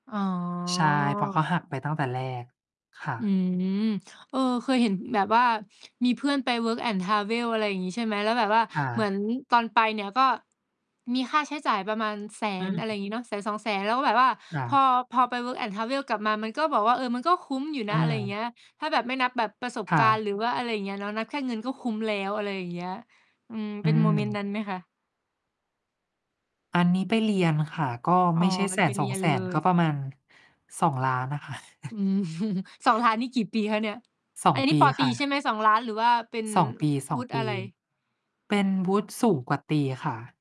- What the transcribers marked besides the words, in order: other background noise; distorted speech; mechanical hum; chuckle; laughing while speaking: "อืม"
- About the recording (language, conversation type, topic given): Thai, unstructured, อะไรคือสิ่งที่ทำให้คุณอยากตื่นไปทำงานทุกวัน?